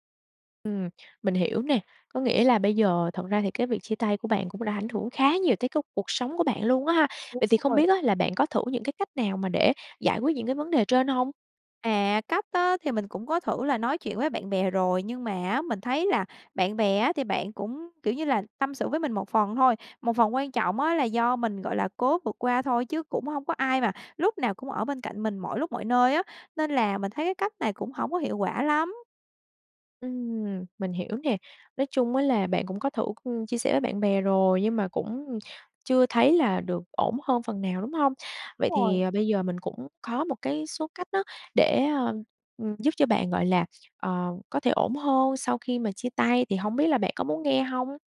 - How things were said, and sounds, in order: tapping; other background noise
- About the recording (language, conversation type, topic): Vietnamese, advice, Làm sao để vượt qua cảm giác chật vật sau chia tay và sẵn sàng bước tiếp?
- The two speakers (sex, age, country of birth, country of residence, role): female, 25-29, Vietnam, Vietnam, advisor; female, 25-29, Vietnam, Vietnam, user